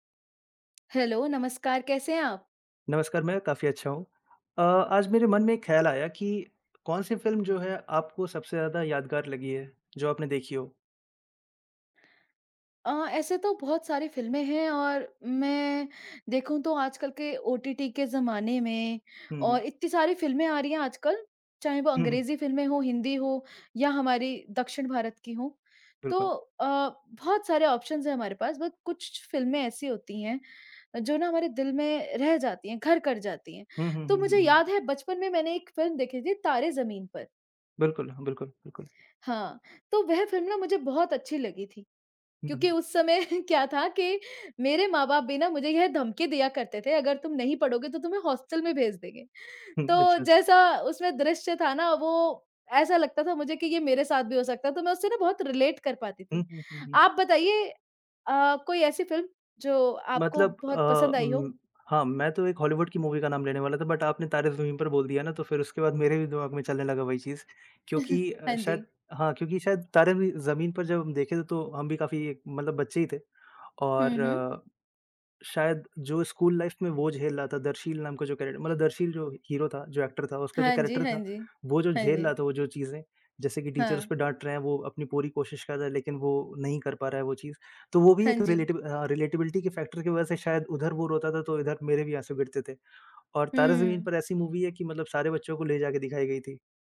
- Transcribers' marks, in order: in English: "हेलो"; in English: "फ़िल्म"; in English: "ऑप्शंस"; in English: "बट"; laughing while speaking: "समय क्या था कि"; in English: "हॉस्टल"; in English: "रिलेट"; in English: "बट"; chuckle; in English: "लाइफ़"; in English: "कैरेक्टर"; in English: "हीरो"; in English: "एक्टर"; in English: "कैरेक्टर"; in English: "टीचर्स"; in English: "रिलेटिव"; in English: "रिलेटेबिलिटी"; in English: "फैक्टर"
- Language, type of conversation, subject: Hindi, unstructured, आपको कौन सी फिल्म सबसे ज़्यादा यादगार लगी है?